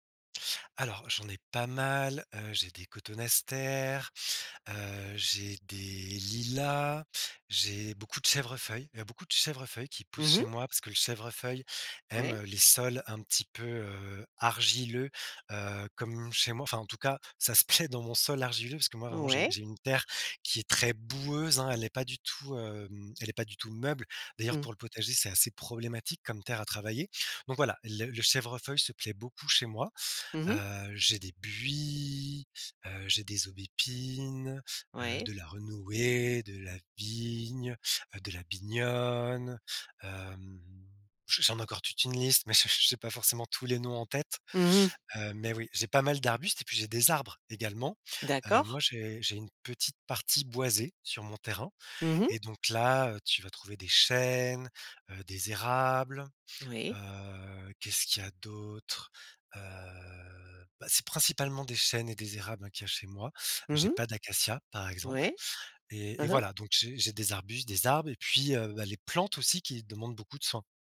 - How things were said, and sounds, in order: stressed: "boueuse"; stressed: "arbres"; drawn out: "Heu"
- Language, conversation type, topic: French, podcast, Comment un jardin t’a-t-il appris à prendre soin des autres et de toi-même ?